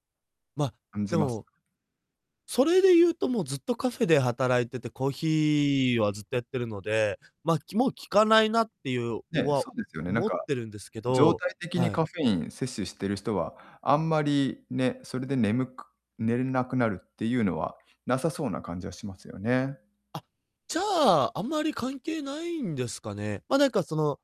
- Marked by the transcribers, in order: none
- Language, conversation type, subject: Japanese, advice, 睡眠リズムが不規則でいつも疲れているのですが、どうすれば改善できますか？